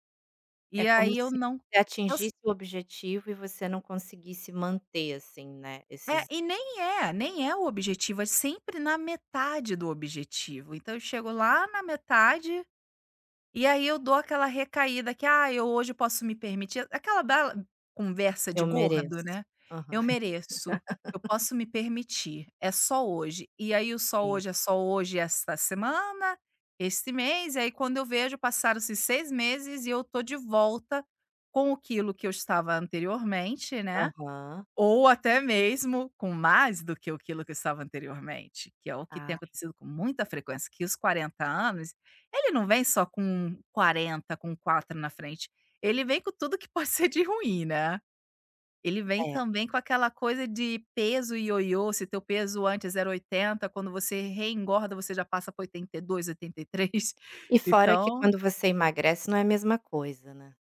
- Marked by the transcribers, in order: laugh; tapping; chuckle
- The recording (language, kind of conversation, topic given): Portuguese, advice, Como você lida com uma recaída em hábitos antigos após já ter feito progressos, como voltar a comer mal ou a fumar?